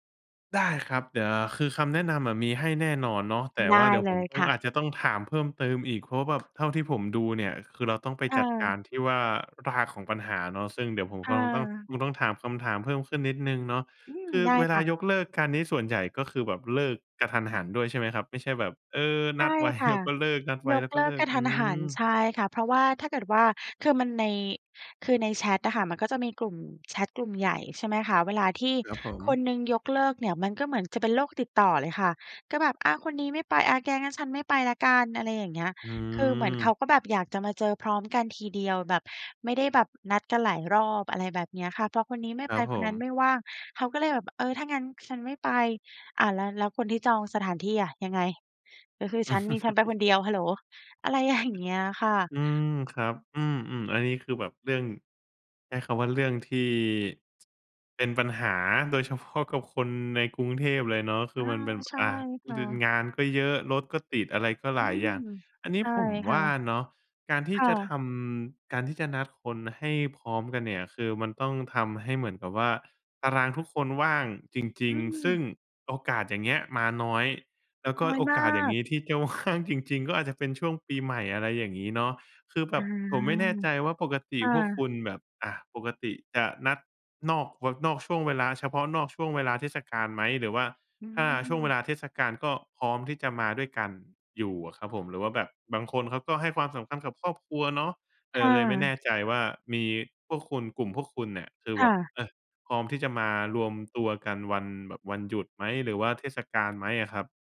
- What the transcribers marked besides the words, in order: tapping; laughing while speaking: "ไว้"; laugh; other background noise; laughing while speaking: "อย่าง"; other noise; laughing while speaking: "เฉพาะ"; laughing while speaking: "ว่าง"
- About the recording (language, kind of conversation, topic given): Thai, advice, เพื่อนของฉันชอบยกเลิกนัดบ่อยจนฉันเริ่มเบื่อหน่าย ควรทำอย่างไรดี?